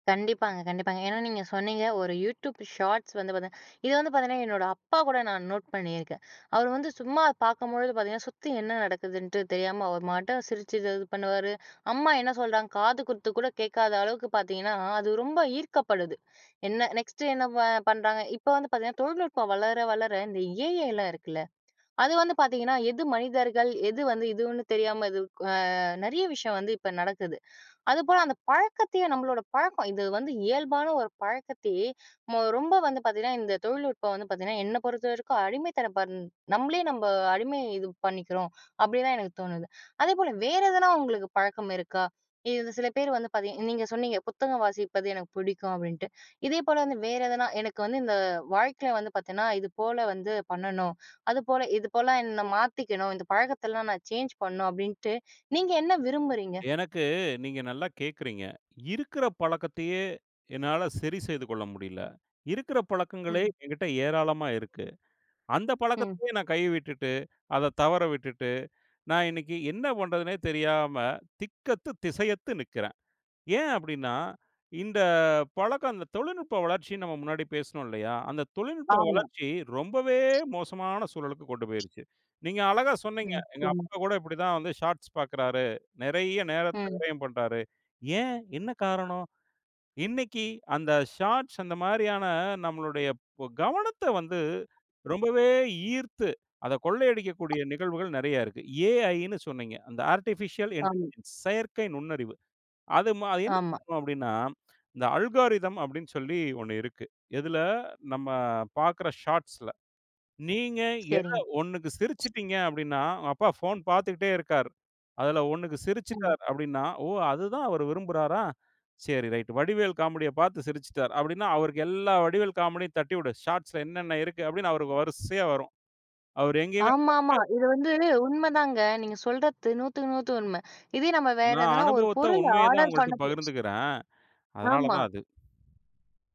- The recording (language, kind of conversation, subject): Tamil, podcast, ஒரு பழக்கத்தை இடையில் தவறவிட்டால், அதை மீண்டும் எப்படி தொடங்குவீர்கள்?
- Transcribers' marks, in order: in English: "ஷார்ட்ஸ்"; in English: "நெக்ஸ்ட்டு"; other background noise; in English: "சேஞ்ச்"; other noise; unintelligible speech; in English: "ஷார்ட்ஸ்"; in English: "ஷார்ட்ஸ்"; tapping; in English: "ஆர்டிபிஷியல் இன்இன்டெலிஜென்ஸ்"; in English: "அல்கோரித்ம்"; in English: "ஷாட்ஸ்ல"; in English: "ஷார்ட்ஸ்ல"